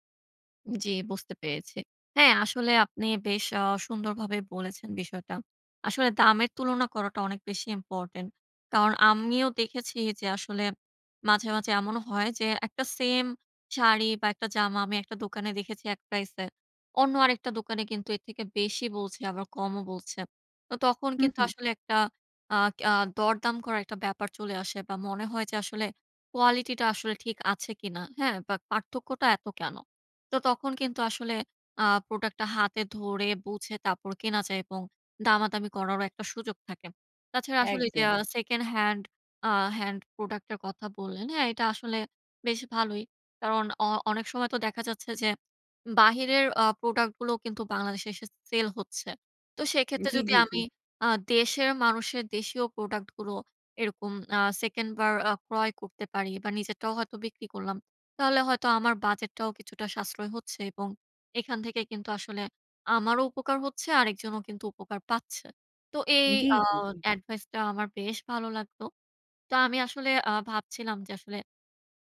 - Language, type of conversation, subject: Bengali, advice, বাজেটের মধ্যে ভালো জিনিস পাওয়া কঠিন
- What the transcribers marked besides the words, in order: none